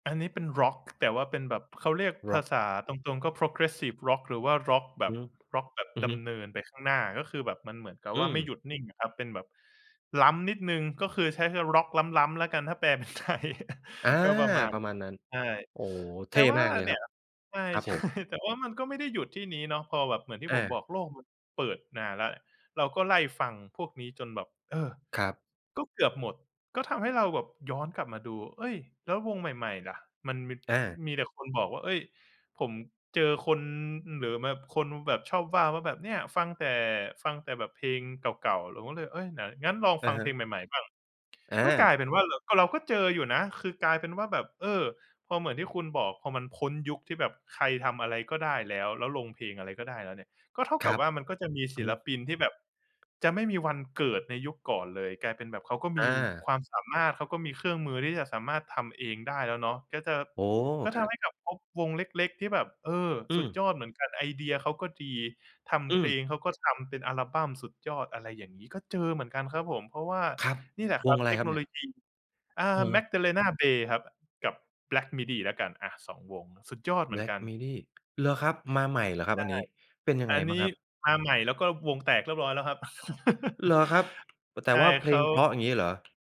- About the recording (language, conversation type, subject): Thai, podcast, เพลงที่คุณชอบเปลี่ยนไปอย่างไรบ้าง?
- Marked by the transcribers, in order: tapping; other background noise; in English: "progressive"; laughing while speaking: "เป็นไทย"; chuckle; laughing while speaking: "ใช่ ๆ"; chuckle